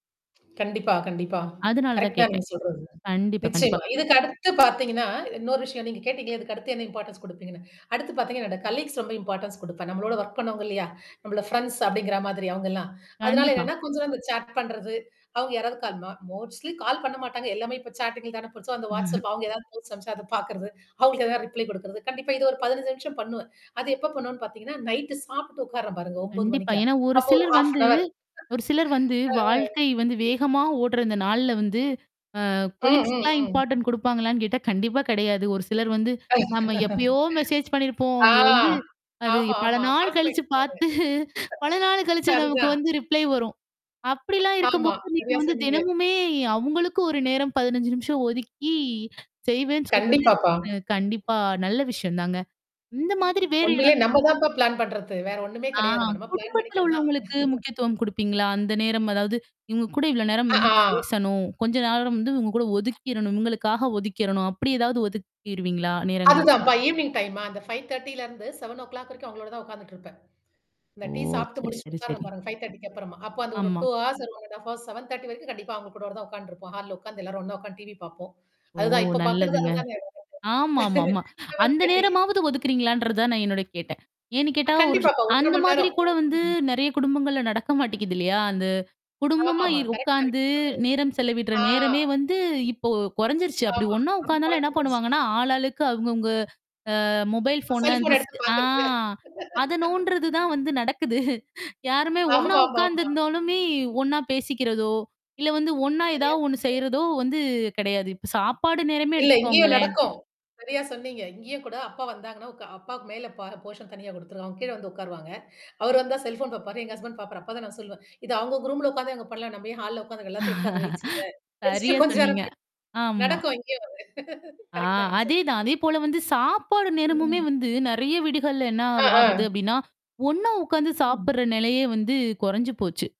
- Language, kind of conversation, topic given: Tamil, podcast, ஒரு நாளை நீங்கள் எப்படி நேரத் தொகுதிகளாக திட்டமிடுவீர்கள்?
- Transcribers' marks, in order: static; in English: "கரெக்ட்"; in English: "இம்பார்ட்டன்ஸ்"; in English: "காலீக்ஸ்"; in English: "இம்பார்டன்ஸ்"; tapping; distorted speech; in English: "சாட்"; in English: "மொஸ்ட்லி"; horn; in English: "சாட்டிங்ல"; chuckle; in English: "சோ"; other background noise; in English: "ரிப்ளை"; mechanical hum; in English: "ஹாஃப் அன் ஹவர்"; in English: "கொலிக்ஸ்க்கலாம் இம்பார்ட்டன்ட்"; laughing while speaking: "கண்டிப்பா கிடையாது"; laugh; drawn out: "ஆ"; in English: "மெசேஜ்"; chuckle; other noise; in English: "ரிப்ளை"; in English: "பிளான்"; in English: "பிளான்"; chuckle; in English: "ஈவினிங் டைம்மா"; in English: "ஃபைவ் தர்ட்டிலருந்து செவன் ஓ க்ளாக்"; in English: "ஃபைவ் தர்ட்டிக்கு"; in English: "டூ அவர்ஸ்"; in English: "செவன் தர்ட்டி"; drawn out: "ஓ!"; laughing while speaking: "செவன் தர்ட்டி"; in English: "செவன் தர்ட்டி"; unintelligible speech; unintelligible speech; laughing while speaking: "அ செல்ஃபோன் எடுத்து பாக்குறது"; laughing while speaking: "நோன்டுறது தான் வந்து நடக்குது"; laughing while speaking: "ஆமாமமா"; in English: "போர்ஷன்"; in English: "ஹஸ்பண்ட்"; laughing while speaking: "சரியா சொன்னீங்க. ஆமா"; "வச்சுருங்க" said as "வயச்சுருங்க"; laughing while speaking: "வச்சுட்டு கொஞ்சம் நேரம் போய் நடக்கும் இங்கேயும் வந்து. கரெக்ட் தான் நீங்க சொல்ல"